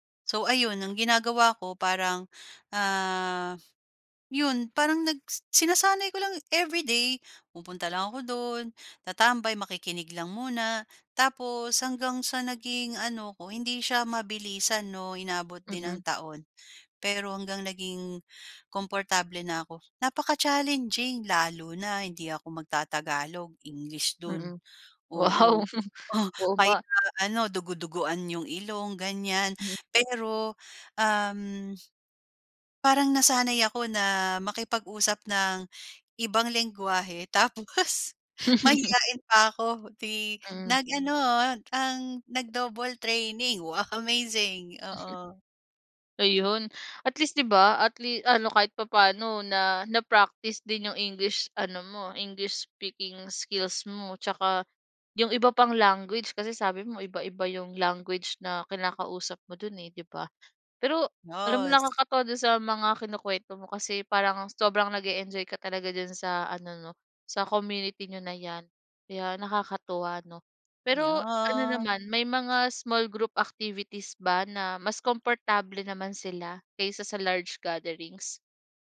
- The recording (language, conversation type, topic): Filipino, podcast, Ano ang makakatulong sa isang taong natatakot lumapit sa komunidad?
- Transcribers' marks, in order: in English: "Napaka-challenging"; laughing while speaking: "Wow"; chuckle; chuckle; unintelligible speech; laughing while speaking: "tapos"; laugh; other background noise; in English: "nag-double training. Wow, amazing"; chuckle; in English: "speaking skills"; in English: "small group activities"; in English: "large gatherings?"